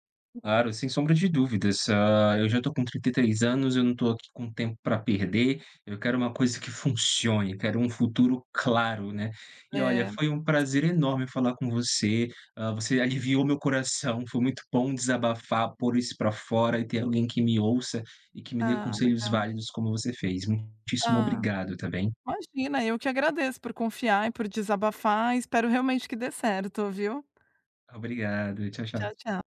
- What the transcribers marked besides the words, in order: stressed: "claro"; unintelligible speech
- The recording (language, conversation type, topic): Portuguese, advice, Como descrever um relacionamento em que o futuro não está claro?